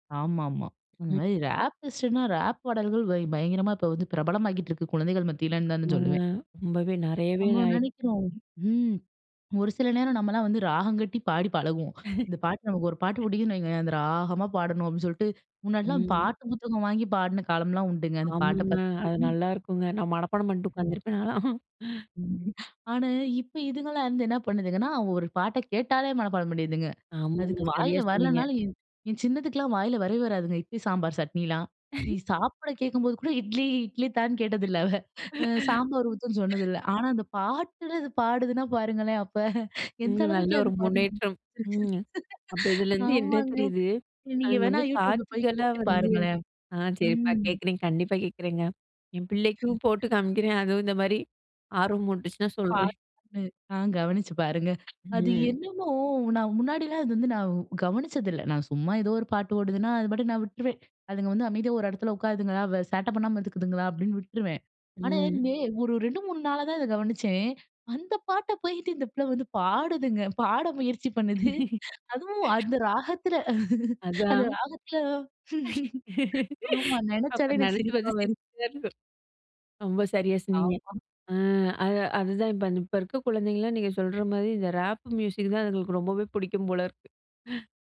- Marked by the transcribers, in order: other noise; tapping; chuckle; unintelligible speech; chuckle; other background noise; chuckle; laugh; laughing while speaking: "அப்ப எந்த அளவுக்குலாம் பதிஞ்சிருக்கு. ஆமாங்க"; chuckle; drawn out: "பாட்டு"; laugh; laughing while speaking: "அதுவும் அந்த ராகத்தில. அந்த ராகத்தில ஆமா. நினச்சாலே எனக்கு சிரிப்பா வருது"; laughing while speaking: "அப்ப, நினைச்சி பாத்தா சிரிப்பு, சிரிப்பாருக்கும்"; chuckle
- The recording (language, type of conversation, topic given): Tamil, podcast, ஒரு பாடலை நீங்கள் மீண்டும் மீண்டும் கேட்க வைக்கும் காரணம் என்ன?